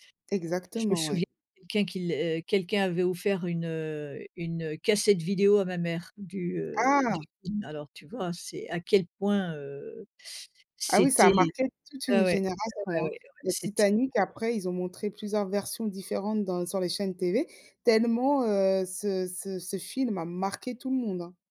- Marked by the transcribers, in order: unintelligible speech; stressed: "marqué"
- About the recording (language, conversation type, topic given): French, podcast, Comment décrirais-tu la bande-son de ta jeunesse ?